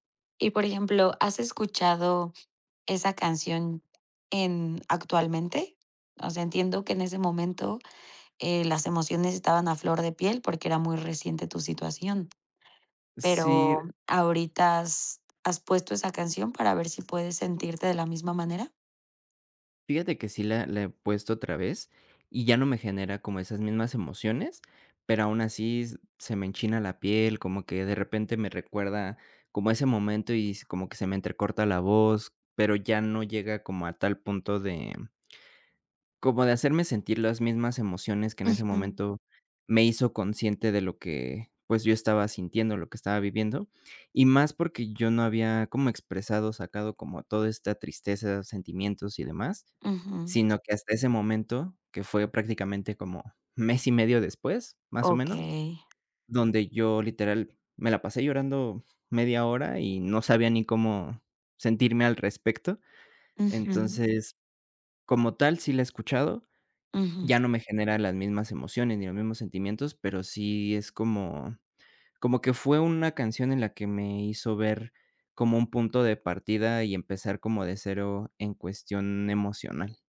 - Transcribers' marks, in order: tapping
- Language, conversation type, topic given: Spanish, podcast, ¿Qué canción te transporta a un recuerdo específico?